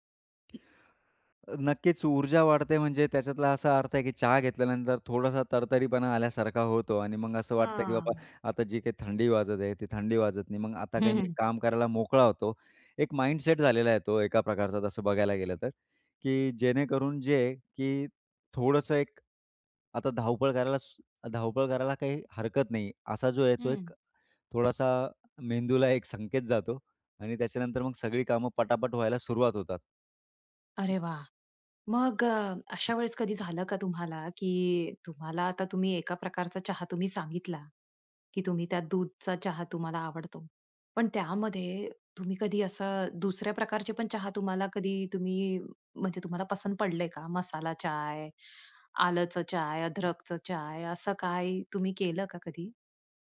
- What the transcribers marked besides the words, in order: other background noise; in English: "माइंडसेट"; in Hindi: "अदरकचं"
- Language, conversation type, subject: Marathi, podcast, सकाळी तुम्ही चहा घ्यायला पसंत करता की कॉफी, आणि का?